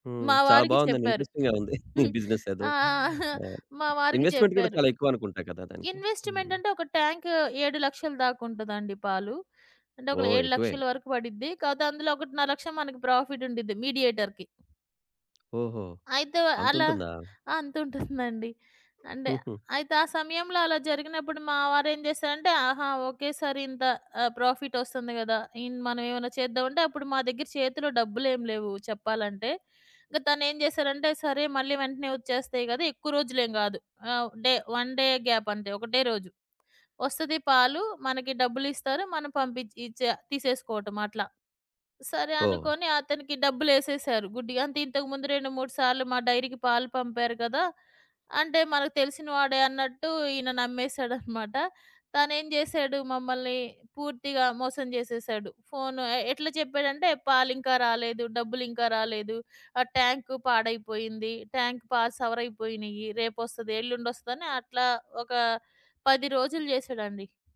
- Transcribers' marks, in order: in English: "ఇంట్రెస్టింగ్‌గా"; chuckle; in English: "బిజినెస్"; chuckle; in English: "ఇన్వెస్ట్‌మెంట్"; in English: "మీడియేటర్‌కి"; in English: "డే వన్ డే"; in English: "డైరీకి"; chuckle; in English: "ట్యాంక్ పాస్"
- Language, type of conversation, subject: Telugu, podcast, పెంపుడు జంతువులు ఒంటరితనాన్ని తగ్గించడంలో నిజంగా సహాయపడతాయా? మీ అనుభవం ఏమిటి?